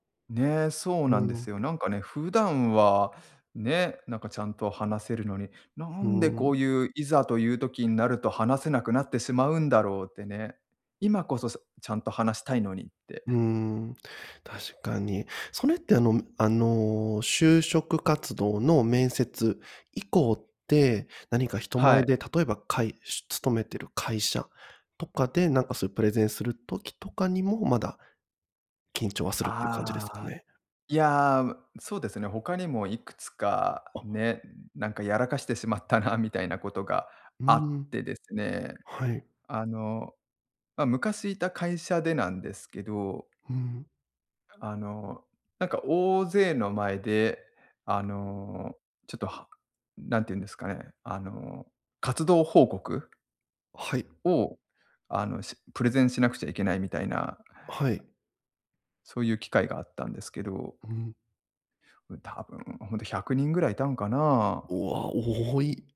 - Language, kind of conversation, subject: Japanese, advice, プレゼンや面接など人前で極度に緊張してしまうのはどうすれば改善できますか？
- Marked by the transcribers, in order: none